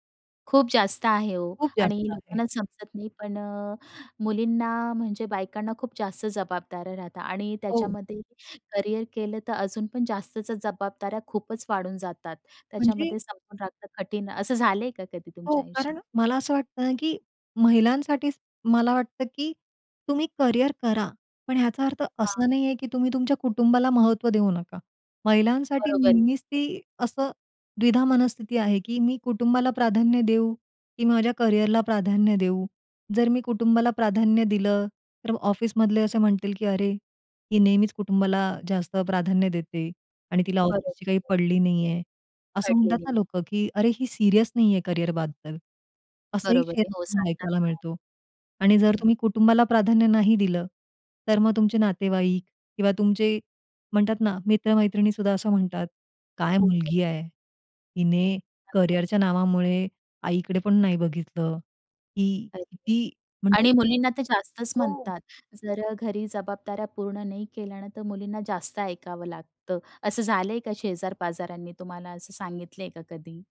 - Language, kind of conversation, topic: Marathi, podcast, कुटुंब आणि करिअर यांच्यात कसा समतोल साधता?
- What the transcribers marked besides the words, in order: other background noise; tapping; other noise